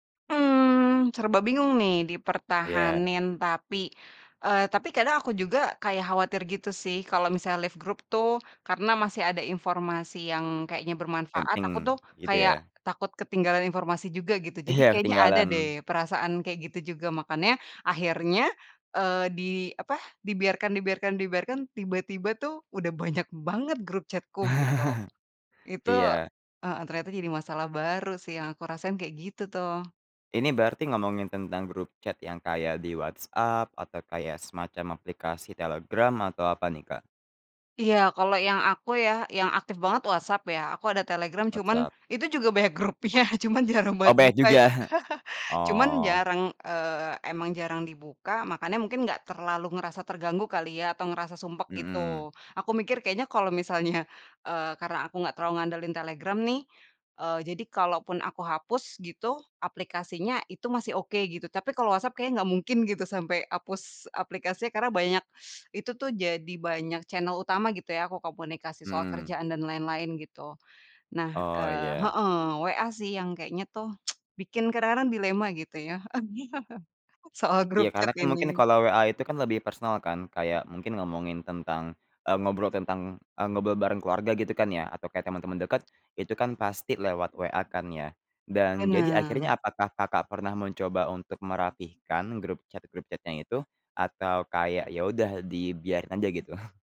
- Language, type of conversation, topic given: Indonesian, podcast, Bagaimana kamu mengelola obrolan grup agar tidak terasa sumpek?
- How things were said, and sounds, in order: in English: "left"; laughing while speaking: "Iya"; laughing while speaking: "banyak"; chuckle; in English: "chat-ku"; tapping; in English: "chat"; laughing while speaking: "grupnya cuman jarang banget"; laugh; chuckle; laughing while speaking: "misalnya"; teeth sucking; in English: "channel"; tongue click; laugh; laughing while speaking: "soal"; in English: "chat"; in English: "chat"; in English: "chat-nya"; chuckle